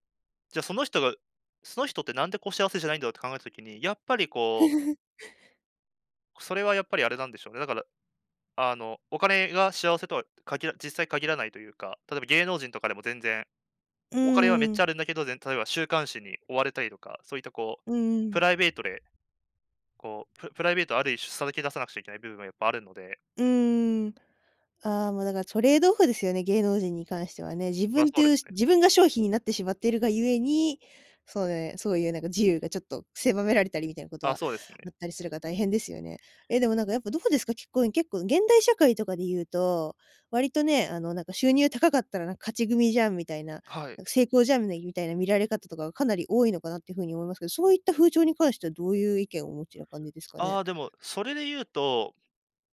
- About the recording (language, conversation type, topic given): Japanese, podcast, ぶっちゃけ、収入だけで成功は測れますか？
- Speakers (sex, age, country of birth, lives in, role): female, 20-24, Japan, Japan, host; male, 20-24, Japan, Japan, guest
- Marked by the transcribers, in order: chuckle; other background noise